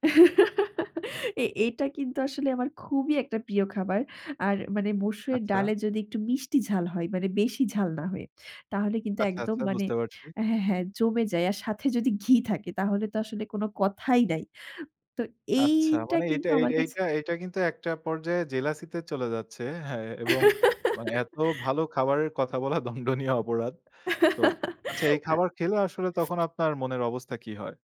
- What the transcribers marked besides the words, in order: laugh; laugh; laughing while speaking: "দন্ডনীয় অপরাধ"; laugh
- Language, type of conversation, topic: Bengali, podcast, খাবার আর মনের সম্পর্ককে আপনি কীভাবে দেখেন?